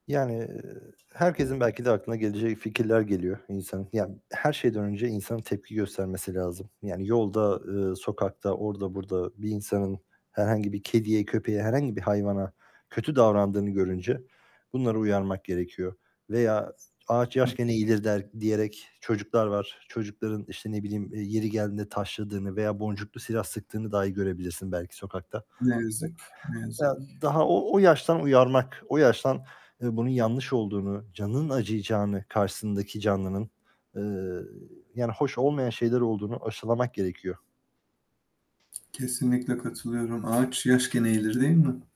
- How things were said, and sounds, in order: other background noise; tapping; static
- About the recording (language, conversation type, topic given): Turkish, unstructured, Hayvanların hakları insan hakları kadar önemli mi?
- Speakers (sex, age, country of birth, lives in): male, 25-29, Turkey, Germany; male, 35-39, Turkey, Spain